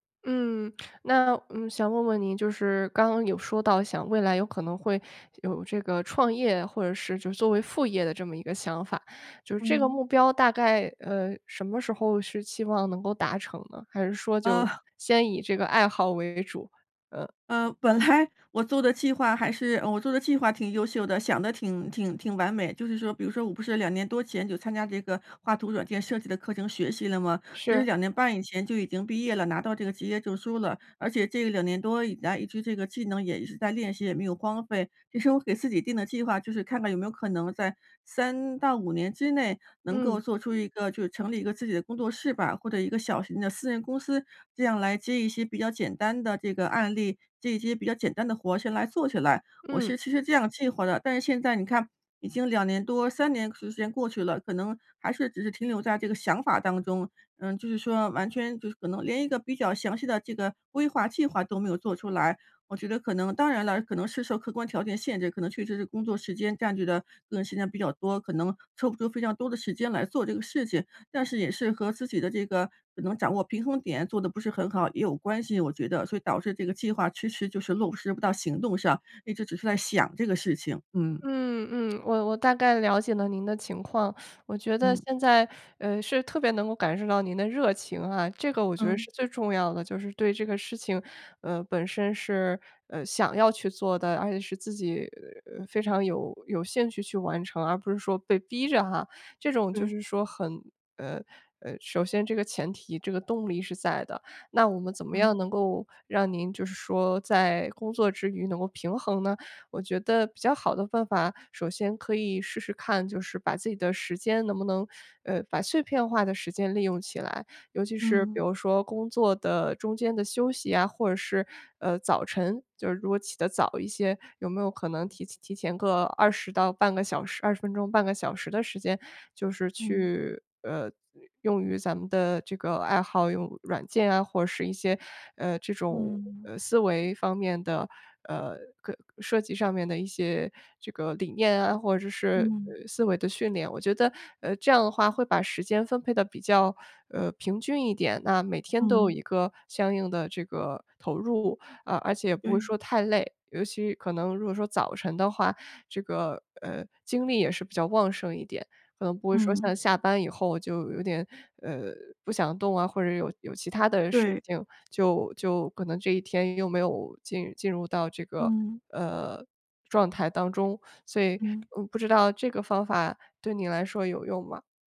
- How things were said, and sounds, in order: chuckle; laughing while speaking: "本来"; "职" said as "籍"
- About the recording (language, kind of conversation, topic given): Chinese, advice, 如何在繁忙的工作中平衡工作与爱好？